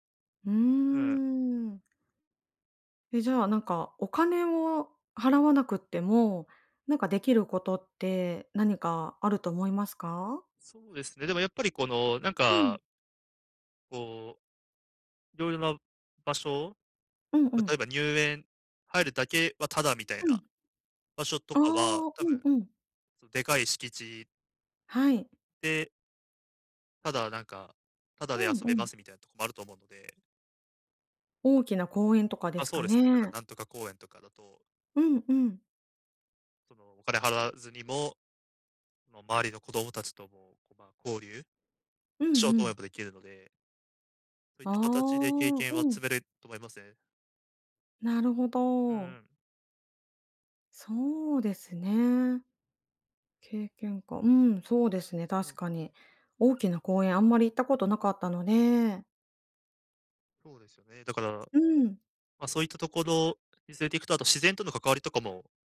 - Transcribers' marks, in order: other background noise; tapping
- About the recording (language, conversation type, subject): Japanese, advice, 簡素な生活で経験を増やすにはどうすればよいですか？